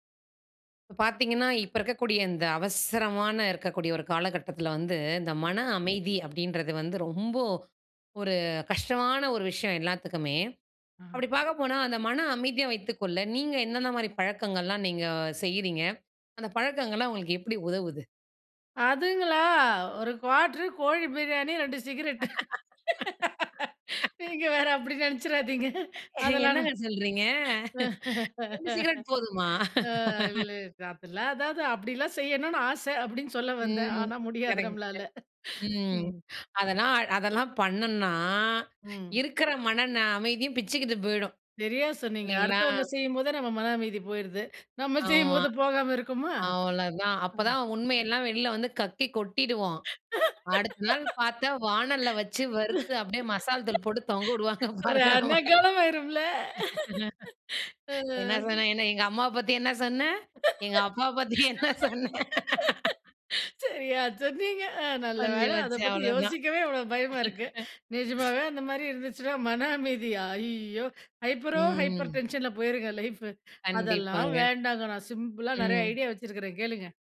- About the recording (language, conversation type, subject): Tamil, podcast, மனதை அமைதியாக வைத்துக் கொள்ள உங்களுக்கு உதவும் பழக்கங்கள் என்ன?
- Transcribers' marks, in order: other noise; other background noise; laugh; in English: "சிகிரெட்"; laughing while speaking: "நீங்க வேற, அப்புடி நினைச்சுராதீங்க. அதெல்லாம் … முடியாது நம்மளால. ம்"; laughing while speaking: "ஏ, என்னங்க சொல்றீங்க? ரெண்டு சிகரெட் போதுமா?"; inhale; inhale; inhale; laughing while speaking: "நம்ம செய்யும்போது போகாம இருக்குமா?"; laughing while speaking: "ரண களம் ஆயிரும்ல? ஆ"; laughing while speaking: "விடுவாங்க. பாருங்க, நம்மள"; laughing while speaking: "என்ன சொன்ன? என்ன? எங்க அம்மாவ … பத்தி என்ன சொன்ன?"; inhale; inhale; laughing while speaking: "சரியா சொன்னீங்க. நல்ல வேலை. அத … மன அமைதியா? ஐய்யோ!"; inhale; laughing while speaking: "முடிஞ்சு போச்சு. அவ்ளோதான்"; inhale; in English: "ஹைப்பரோ ஹைப்பர் டென்ஷன்ல"; in English: "லைஃபு"; drawn out: "ம்"; inhale; in English: "சிம்பிளா"; in English: "ஐடியா"